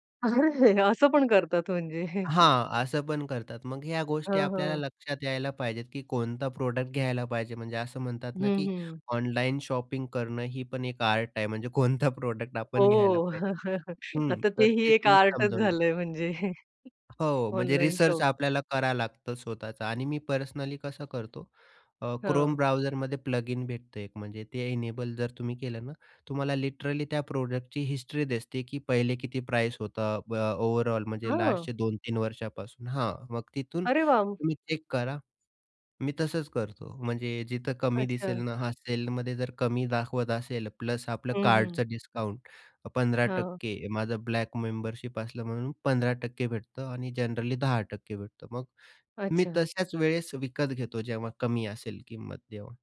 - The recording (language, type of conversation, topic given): Marathi, podcast, ऑनलाइन खरेदी करताना तुम्हाला कोणत्या सोयी वाटतात आणि कोणते त्रास होतात?
- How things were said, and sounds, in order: laughing while speaking: "अरे!"; chuckle; other background noise; in English: "प्रॉडक्ट"; in English: "शॉपिंग"; in English: "प्रॉडक्ट"; chuckle; chuckle; in English: "शॉपिंग"; in English: "ब्राउझर"; in English: "प्लगइन"; in English: "इनेबल"; in English: "लिटरली"; in English: "प्रॉडक्ट"; in English: "ओव्हरऑल"; in English: "चेक"; tapping